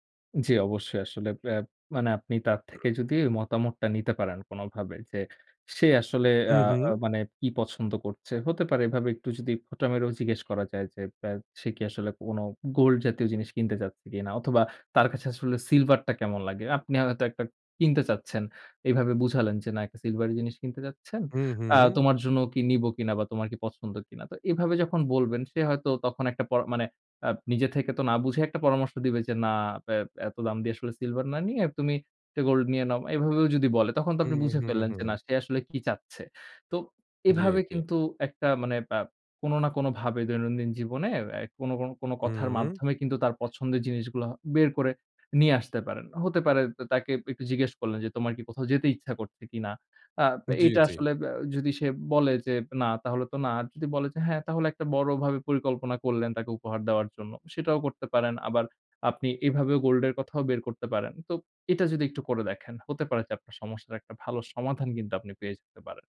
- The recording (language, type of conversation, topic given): Bengali, advice, আমি কীভাবে উপযুক্ত উপহার বেছে নিয়ে প্রত্যাশা পূরণ করতে পারি?
- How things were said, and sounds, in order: other background noise; horn